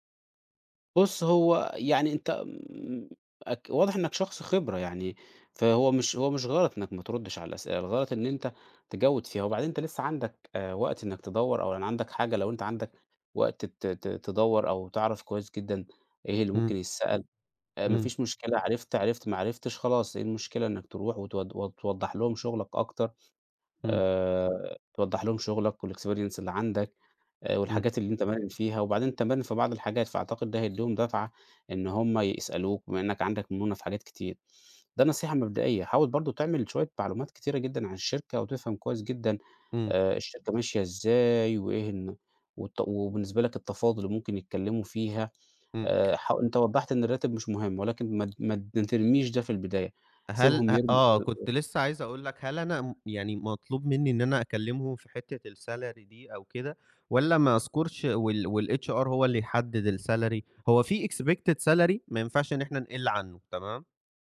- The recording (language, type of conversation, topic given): Arabic, advice, ازاي أتفاوض على عرض شغل جديد؟
- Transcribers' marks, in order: other background noise; in English: "والexperience"; unintelligible speech; in English: "الsalary"; in English: "الHR"; in English: "الsalary؟"; in English: "expected salary"